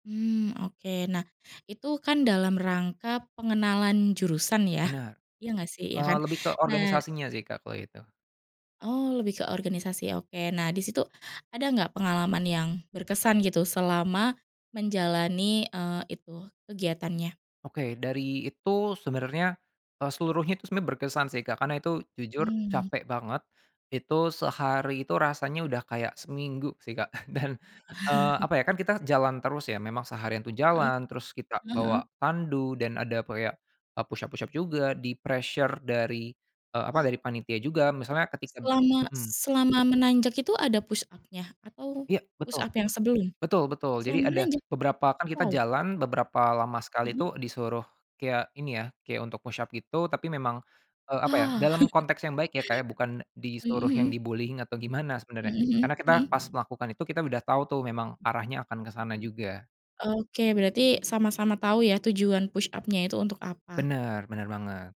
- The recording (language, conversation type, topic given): Indonesian, podcast, Apa pengalaman petualangan alam yang paling berkesan buat kamu?
- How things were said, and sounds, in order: chuckle; in English: "pressure"; other background noise; surprised: "Selama menanjak? Wow"; chuckle; in English: "di-bullying"